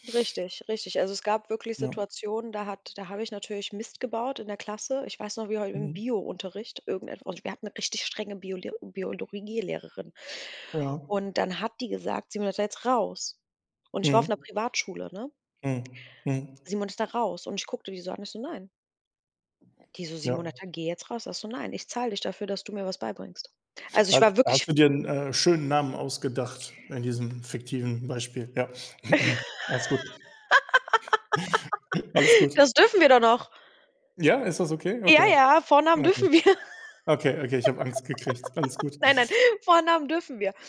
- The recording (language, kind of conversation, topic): German, unstructured, Wie können Konfliktlösungsstrategien das soziale Verhalten von Schülerinnen und Schülern fördern?
- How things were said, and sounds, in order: laugh; throat clearing; chuckle; giggle